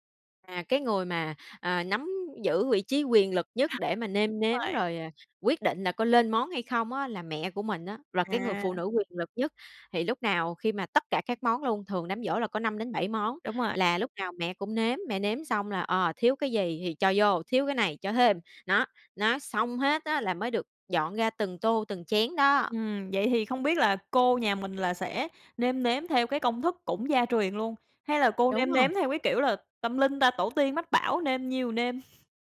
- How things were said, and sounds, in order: tapping; unintelligible speech; other background noise; chuckle
- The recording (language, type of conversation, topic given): Vietnamese, podcast, Bạn nhớ món ăn gia truyền nào nhất không?